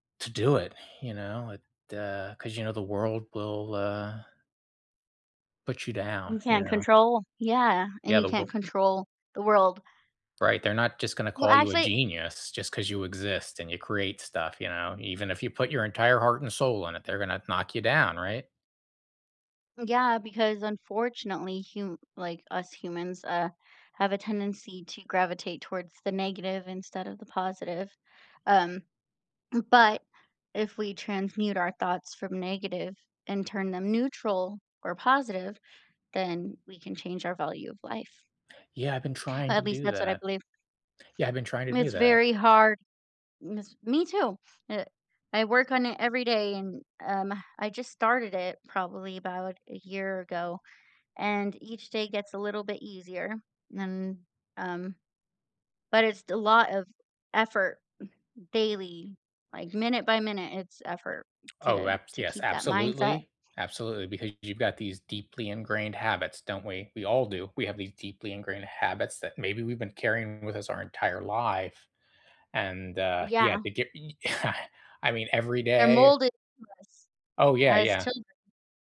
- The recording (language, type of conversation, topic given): English, unstructured, Why do some movies inspire us more than others?
- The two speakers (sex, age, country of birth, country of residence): female, 30-34, United States, United States; male, 35-39, United States, United States
- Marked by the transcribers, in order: throat clearing; other background noise; chuckle